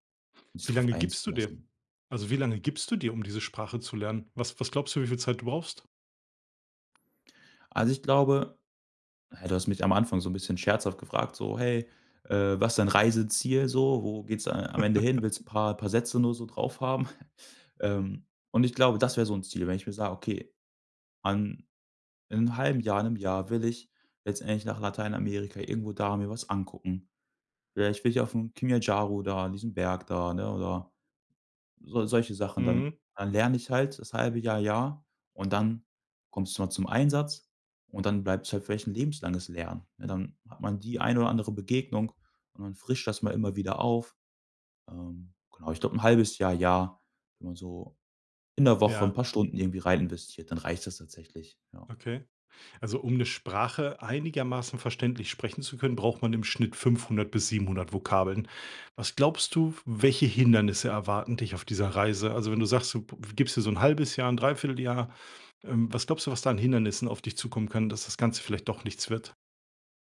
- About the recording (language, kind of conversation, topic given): German, podcast, Was würdest du jetzt gern noch lernen und warum?
- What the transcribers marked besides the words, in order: other background noise; other noise; laugh; chuckle